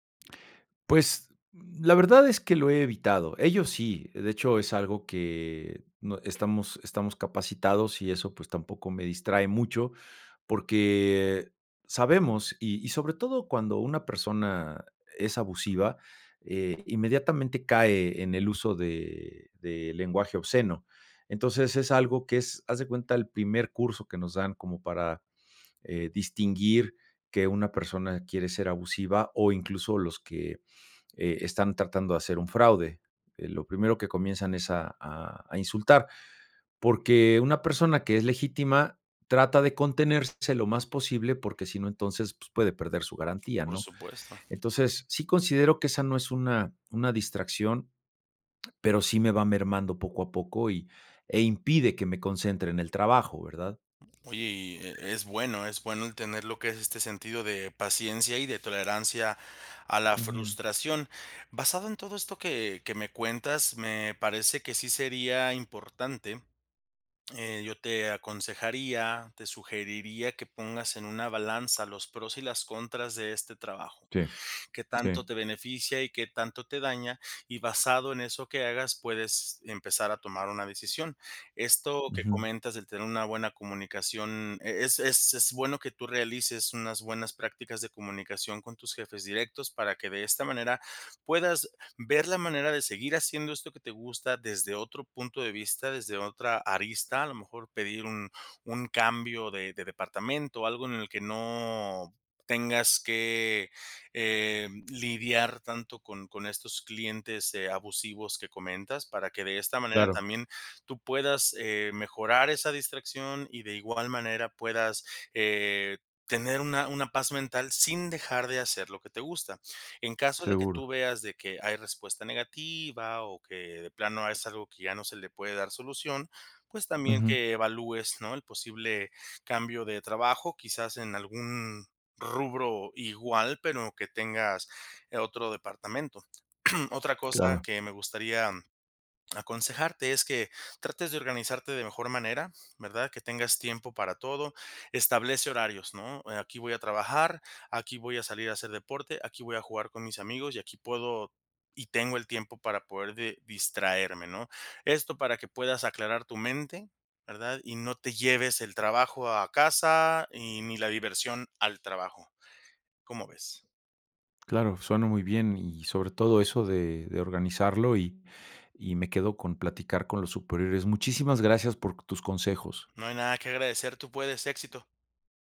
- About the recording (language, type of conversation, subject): Spanish, advice, ¿Qué distracciones frecuentes te impiden concentrarte en el trabajo?
- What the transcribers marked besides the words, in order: tapping; other background noise; bird; throat clearing; swallow